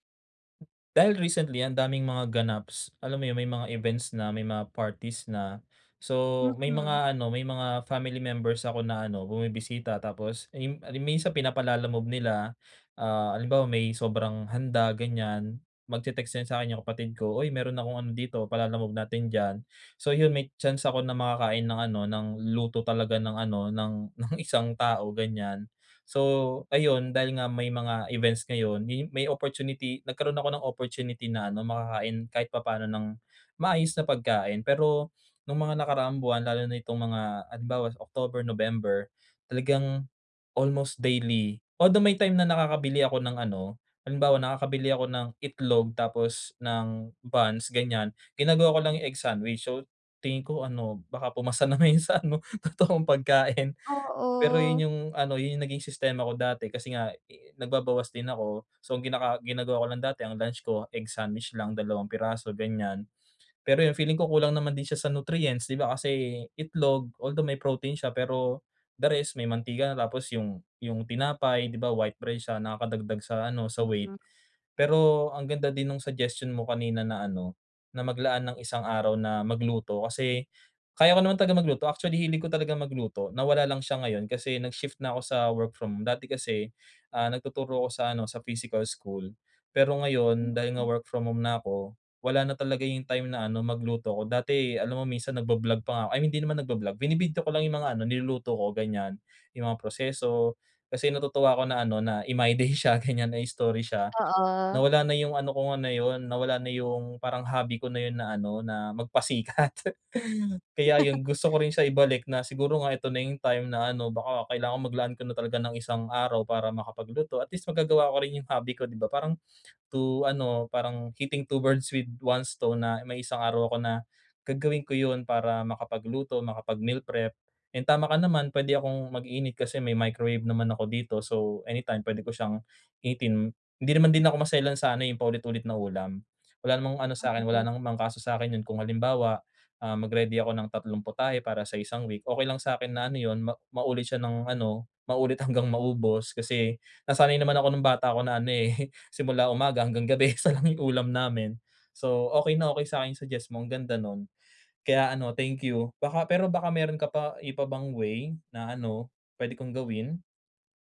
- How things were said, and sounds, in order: tapping; laughing while speaking: "ng"; sniff; laughing while speaking: "pumasa na 'yun sa ano totoong pagkain"; drawn out: "Oo"; other background noise; laughing while speaking: "siya ganyan"; laughing while speaking: "magpasikat"; laugh; in English: "hitting two birds with one stone"; laughing while speaking: "eh"; laughing while speaking: "isa lang"
- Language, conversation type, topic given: Filipino, advice, Paano ako makakaplano ng mga pagkain para sa buong linggo?